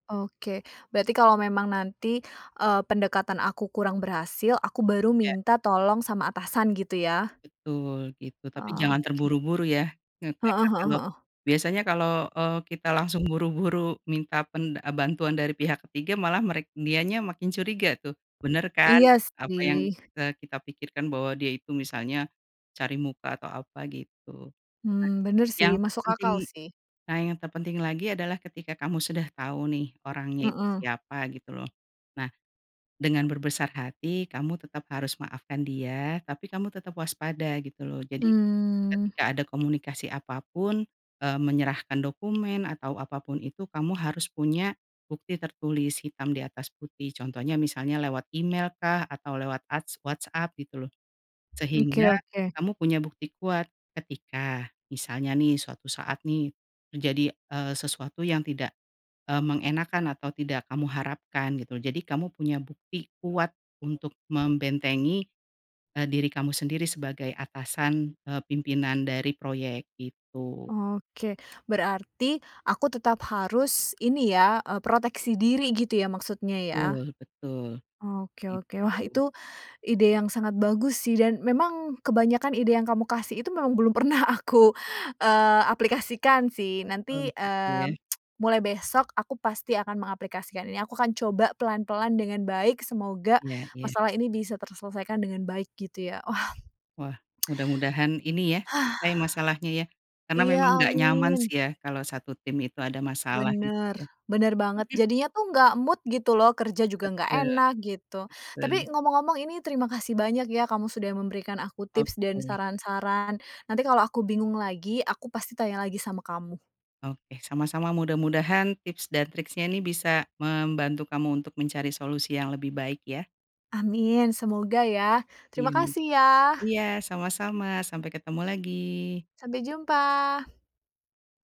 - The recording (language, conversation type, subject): Indonesian, advice, Bagaimana Anda menghadapi gosip atau fitnah di lingkungan kerja?
- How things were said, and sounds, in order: other background noise; laughing while speaking: "pernah"; tsk; tsk; breath; in English: "mood"; in English: "tricks-nya"